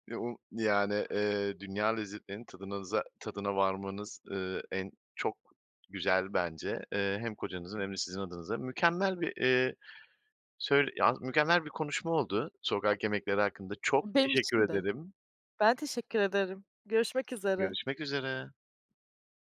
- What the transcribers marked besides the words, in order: unintelligible speech; unintelligible speech
- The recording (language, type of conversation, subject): Turkish, podcast, Sokak yemekleri neden popüler ve bu konuda ne düşünüyorsun?